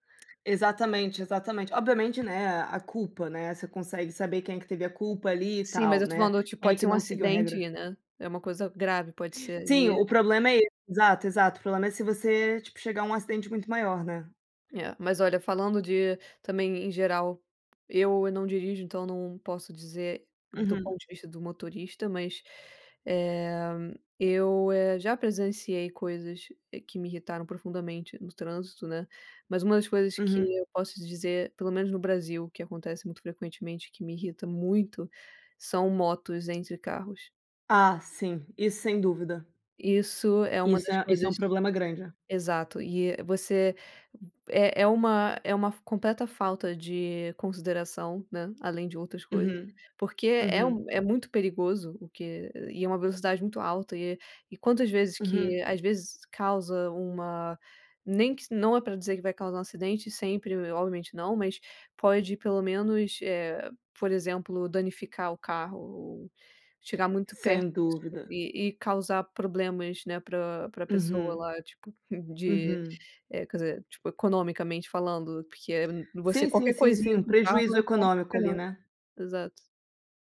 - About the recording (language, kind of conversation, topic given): Portuguese, unstructured, O que mais te irrita no comportamento das pessoas no trânsito?
- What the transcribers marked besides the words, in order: other noise